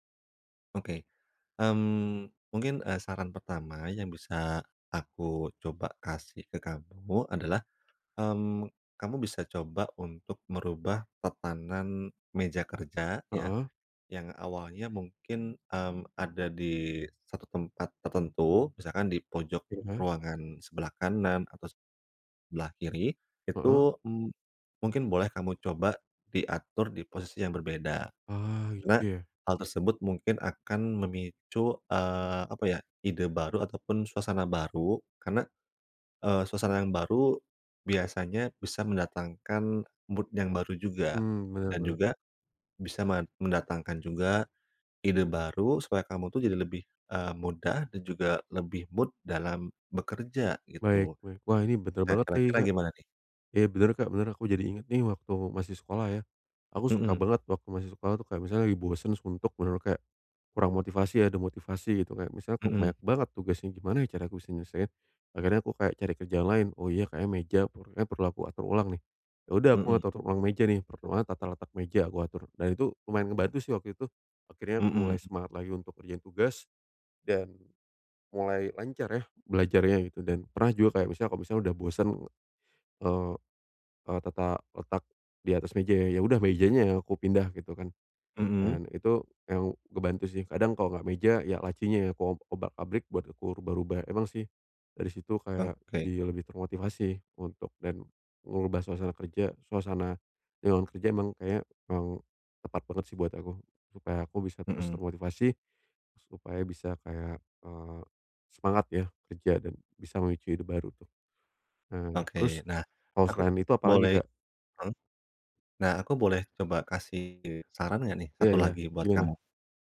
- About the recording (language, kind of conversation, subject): Indonesian, advice, Bagaimana cara mengubah pemandangan dan suasana kerja untuk memicu ide baru?
- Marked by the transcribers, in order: tapping; in English: "mood"; in English: "mood"